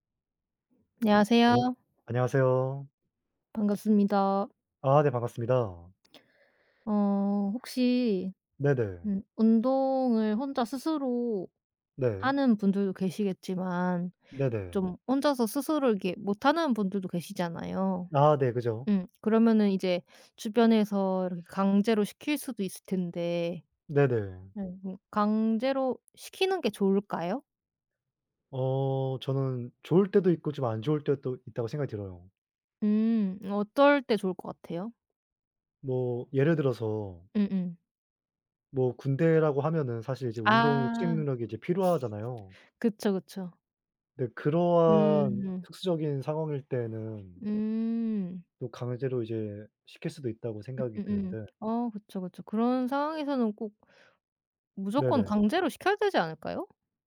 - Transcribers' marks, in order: other background noise
- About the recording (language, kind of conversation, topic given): Korean, unstructured, 운동을 억지로 시키는 것이 옳을까요?
- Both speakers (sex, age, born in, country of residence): female, 30-34, South Korea, South Korea; male, 20-24, South Korea, South Korea